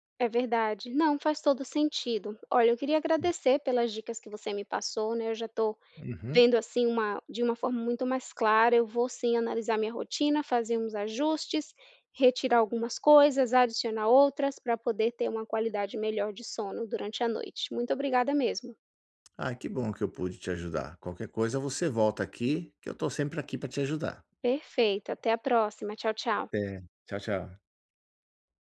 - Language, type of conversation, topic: Portuguese, advice, Como posso me sentir mais disposto ao acordar todas as manhãs?
- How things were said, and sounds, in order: tapping